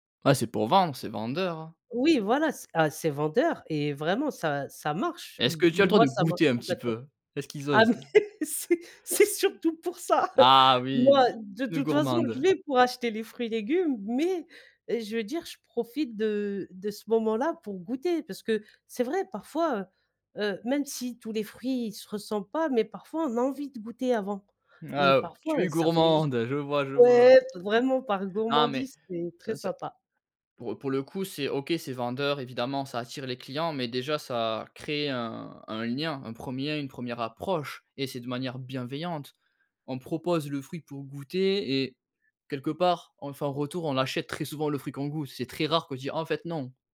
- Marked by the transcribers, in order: tapping; stressed: "goûter"; laughing while speaking: "mais c'est c'est surtout pour ça"; stressed: "approche"; stressed: "bienveillante"
- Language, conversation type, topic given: French, podcast, Quelle est ta meilleure anecdote de marché de quartier ?